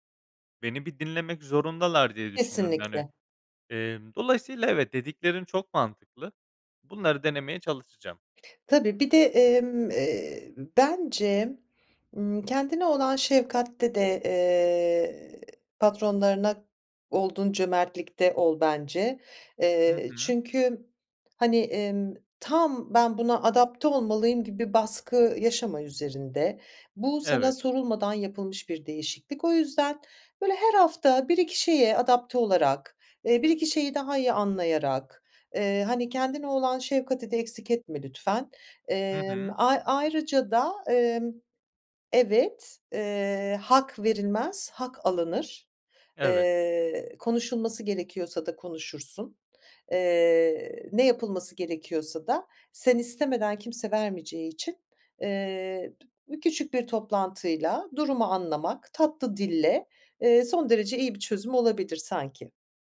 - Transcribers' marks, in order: other background noise; tapping
- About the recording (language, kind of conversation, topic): Turkish, advice, İş yerinde büyük bir rol değişikliği yaşadığınızda veya yeni bir yönetim altında çalışırken uyum süreciniz nasıl ilerliyor?